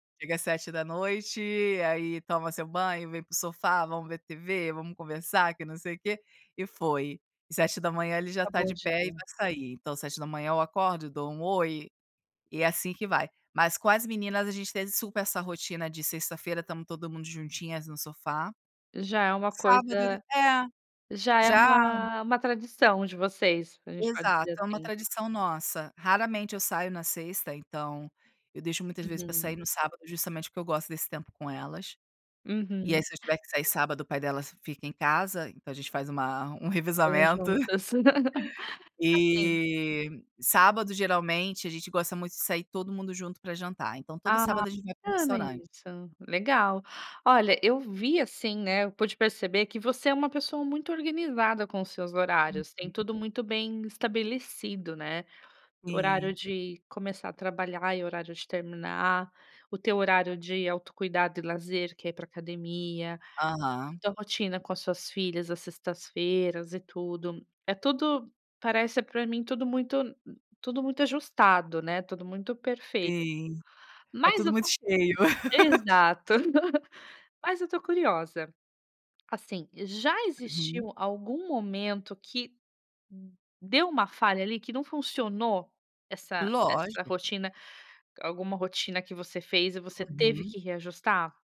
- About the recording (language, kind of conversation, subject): Portuguese, podcast, Como você equilibra trabalho, lazer e autocuidado?
- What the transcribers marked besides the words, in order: laugh; laugh